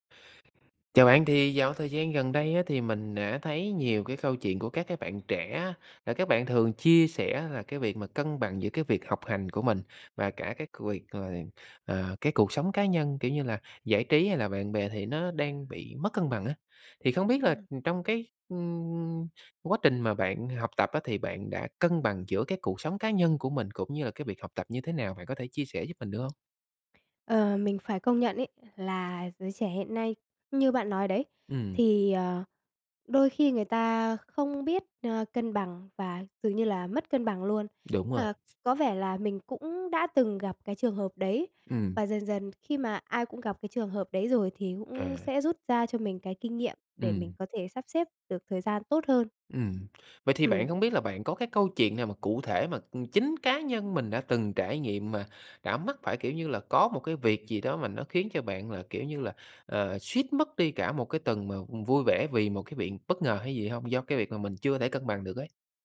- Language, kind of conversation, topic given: Vietnamese, podcast, Làm thế nào để bạn cân bằng giữa việc học và cuộc sống cá nhân?
- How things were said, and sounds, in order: tapping; other background noise